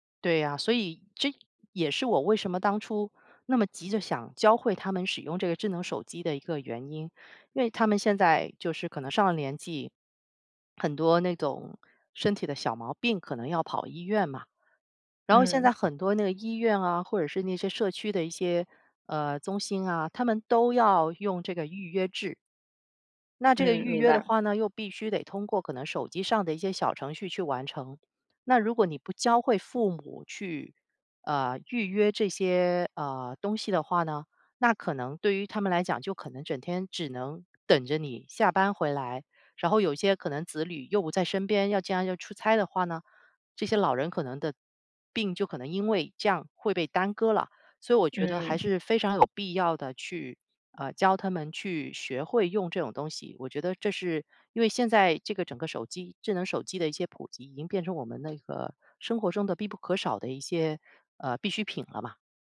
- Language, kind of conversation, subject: Chinese, podcast, 你会怎么教父母用智能手机，避免麻烦？
- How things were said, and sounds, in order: other background noise